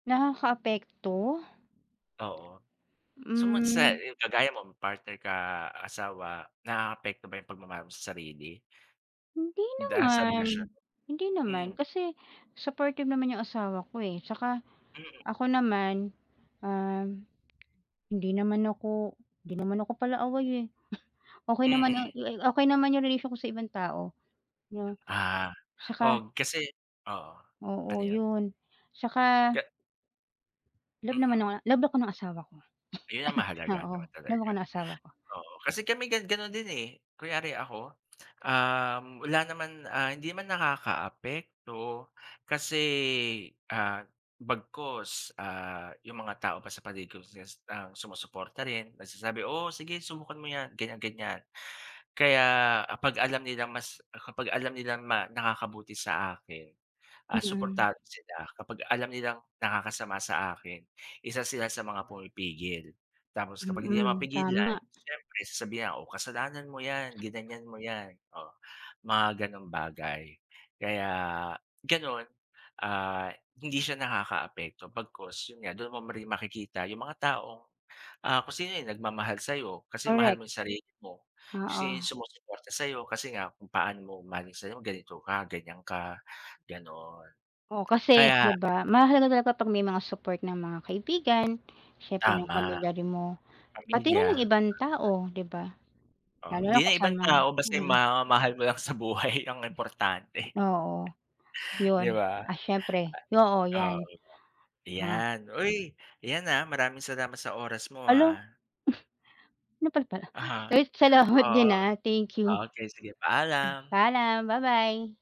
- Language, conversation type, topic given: Filipino, unstructured, Paano mo minamahal at pinahahalagahan ang sarili mo?
- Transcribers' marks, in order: other street noise; other background noise; scoff; background speech; tapping; laughing while speaking: "buhay"; chuckle